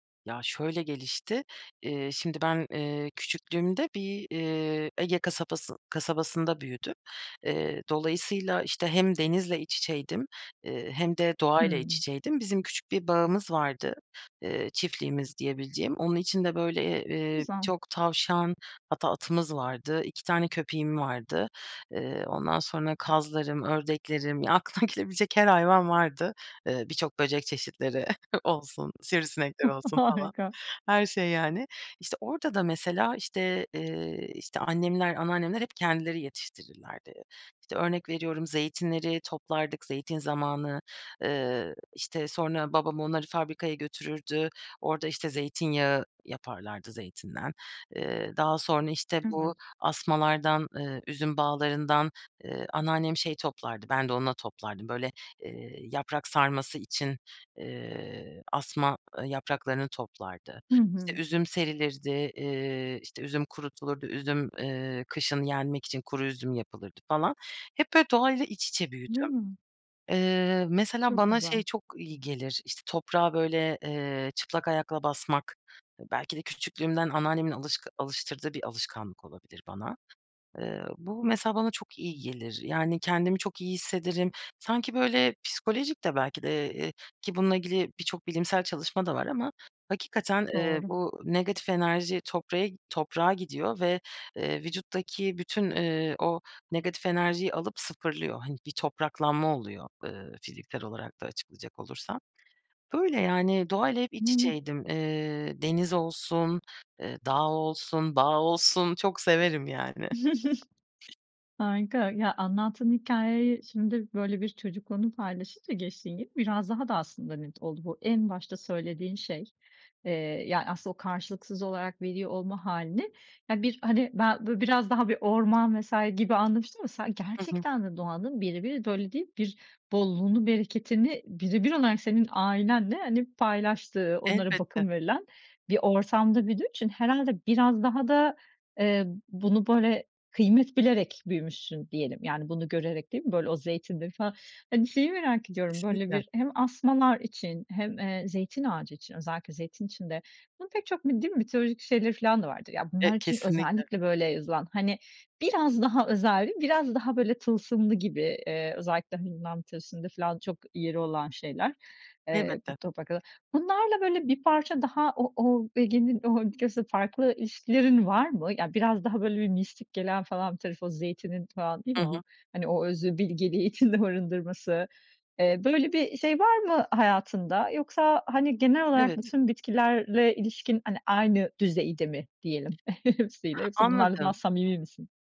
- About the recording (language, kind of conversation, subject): Turkish, podcast, Doğa sana hangi hayat derslerini öğretmiş olabilir?
- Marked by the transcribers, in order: other background noise; laughing while speaking: "gelebilecek"; chuckle; laughing while speaking: "Harika"; "toprağa" said as "toprağe"; unintelligible speech; chuckle; tapping; unintelligible speech; laughing while speaking: "bilgeliği içinde"; chuckle; unintelligible speech